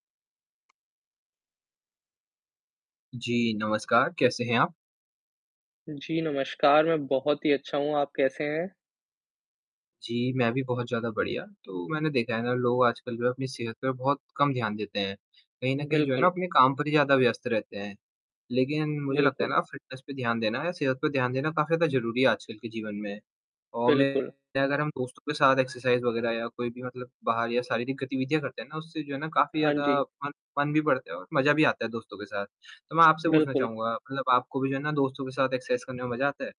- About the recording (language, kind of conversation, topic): Hindi, unstructured, दोस्तों के साथ व्यायाम करने से फिटनेस का मज़ा कैसे बढ़ता है?
- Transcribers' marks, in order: other background noise; in English: "फ़िटनेस"; distorted speech; in English: "एक्सरसाइज़"; in English: "फ़न फ़न"; in English: "एक्सरसाइज़"